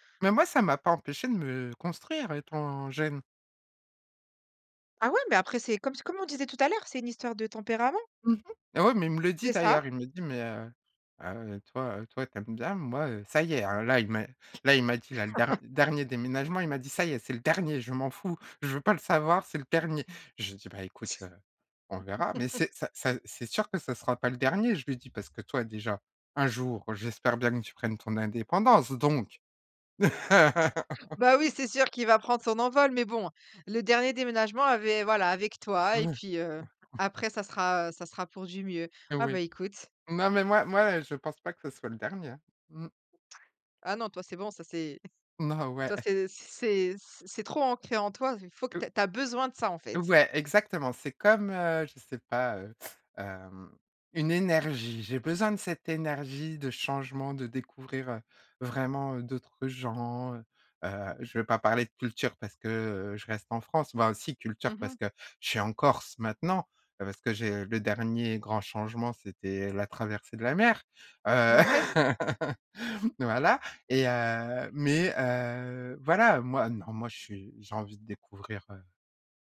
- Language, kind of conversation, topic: French, podcast, Pouvez-vous raconter un moment où vous avez dû tout recommencer ?
- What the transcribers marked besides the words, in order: chuckle; stressed: "dernier"; chuckle; laugh; chuckle; other background noise; chuckle; stressed: "besoin"; stressed: "énergie"; laugh